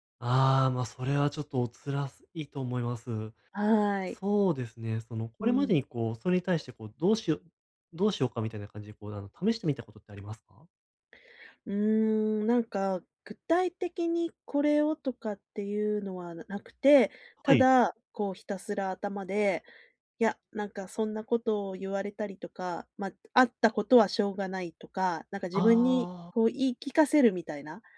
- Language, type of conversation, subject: Japanese, advice, 感情が激しく揺れるとき、どうすれば受け入れて落ち着き、うまくコントロールできますか？
- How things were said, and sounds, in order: other noise